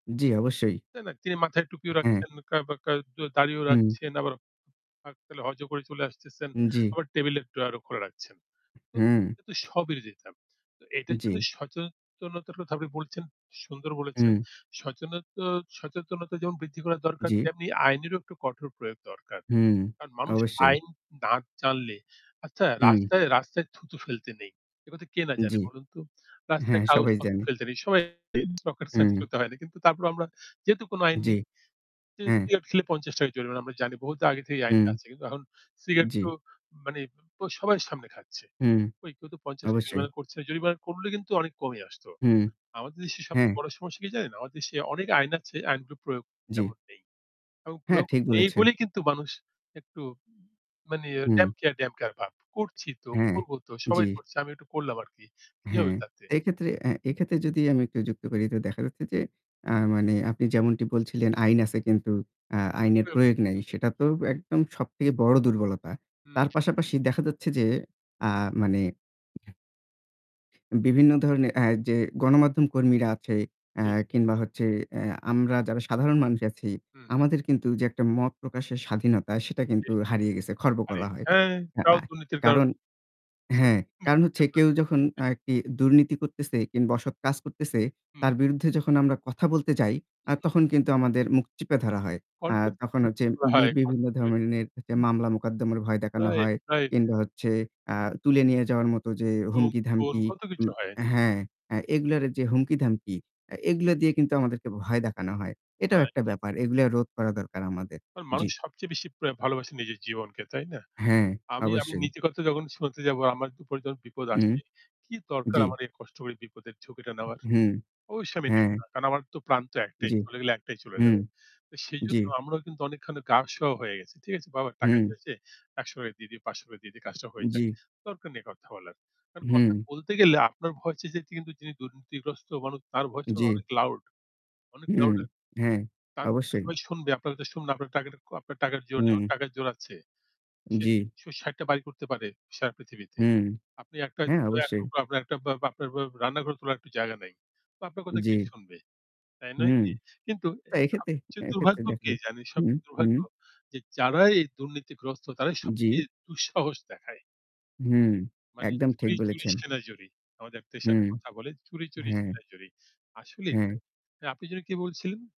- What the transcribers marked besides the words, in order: static; distorted speech; unintelligible speech; other background noise; unintelligible speech; tapping; unintelligible speech; unintelligible speech; unintelligible speech; chuckle; unintelligible speech; unintelligible speech; unintelligible speech
- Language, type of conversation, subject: Bengali, unstructured, সম্প্রদায়ের মধ্যে দুর্নীতির সমস্যা কীভাবে কমানো যায়?